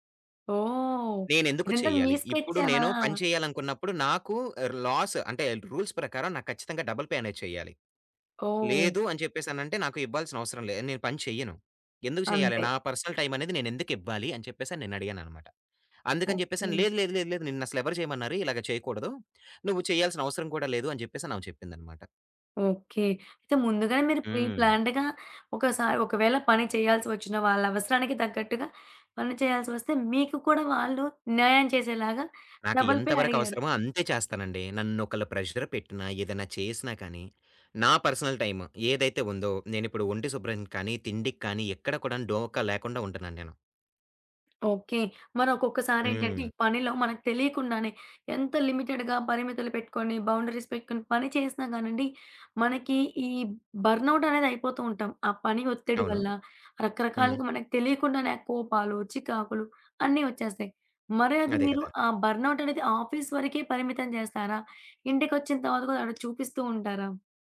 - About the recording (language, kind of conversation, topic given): Telugu, podcast, పని-జీవిత సమతుల్యాన్ని మీరు ఎలా నిర్వహిస్తారు?
- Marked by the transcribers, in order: in English: "రూల్స్"; in English: "డబుల్ పే"; in English: "పర్సనల్"; in English: "ప్రీ ప్లాన్డ్‌గా"; in English: "డబుల్ పే"; in English: "ప్రెషర్"; in English: "పర్సనల్ టైమ్"; tapping; in English: "లిమిటెడ్‌గా"; in English: "బౌండరీస్"; in English: "బర్న్‌అవుట్"; in English: "ఆఫీస్"